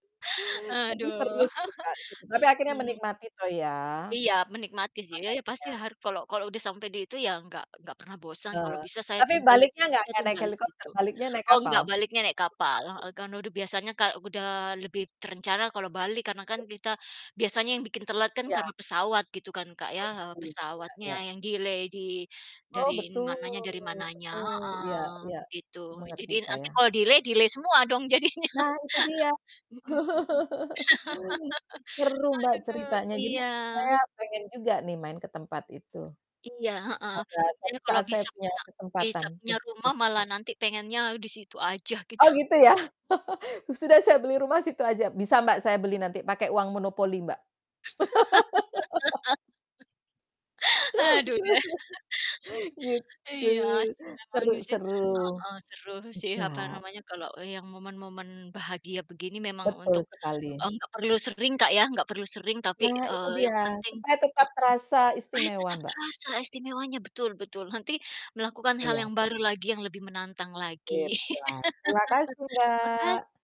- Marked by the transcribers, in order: distorted speech; chuckle; unintelligible speech; chuckle; other background noise; in English: "delay"; chuckle; in English: "delay, delay"; laughing while speaking: "jadinya"; laugh; laughing while speaking: "gitu"; laugh; laugh; laugh
- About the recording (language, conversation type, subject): Indonesian, unstructured, Apa momen paling membahagiakan yang kamu ingat dari minggu ini?